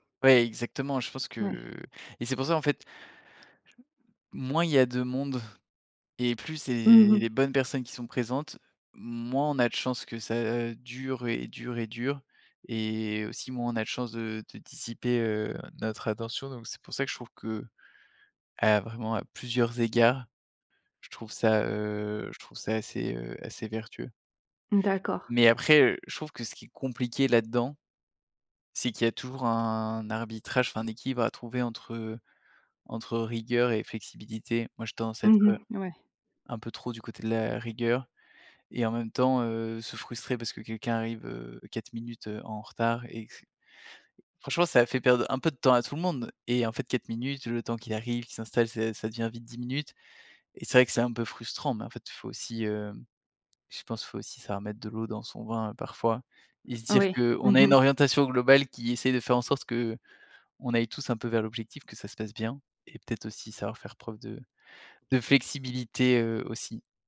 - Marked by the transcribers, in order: drawn out: "c'est"; unintelligible speech
- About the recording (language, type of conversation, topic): French, podcast, Quelle est, selon toi, la clé d’une réunion productive ?